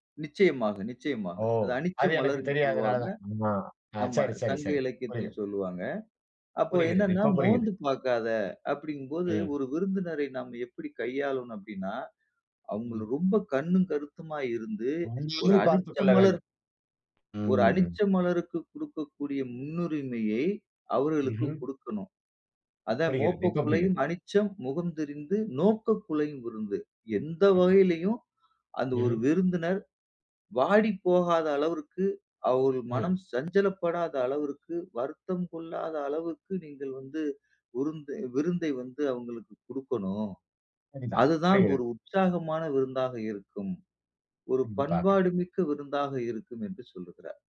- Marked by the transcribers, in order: none
- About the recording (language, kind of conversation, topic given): Tamil, podcast, உங்கள் வீட்டின் விருந்தோம்பல் எப்படி இருக்கும் என்று சொல்ல முடியுமா?